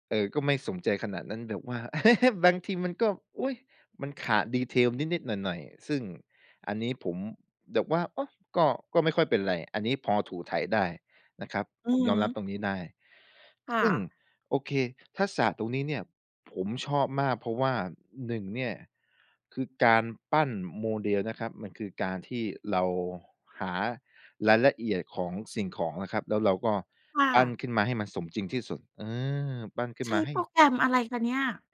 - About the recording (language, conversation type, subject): Thai, podcast, คุณทำโปรเจกต์ในโลกจริงเพื่อฝึกทักษะของตัวเองอย่างไร?
- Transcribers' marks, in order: laugh